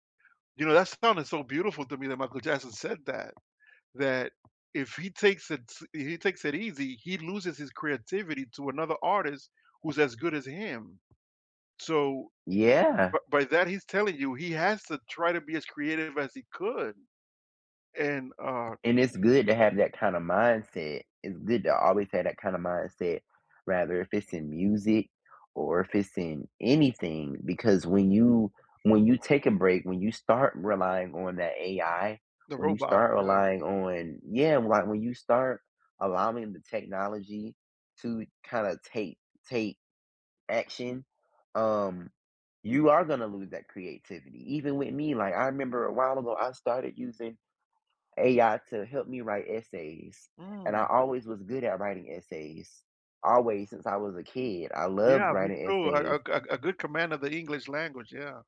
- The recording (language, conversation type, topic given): English, unstructured, What impact do you think robots will have on jobs?
- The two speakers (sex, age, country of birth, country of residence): male, 18-19, United States, United States; male, 40-44, United States, United States
- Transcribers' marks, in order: other background noise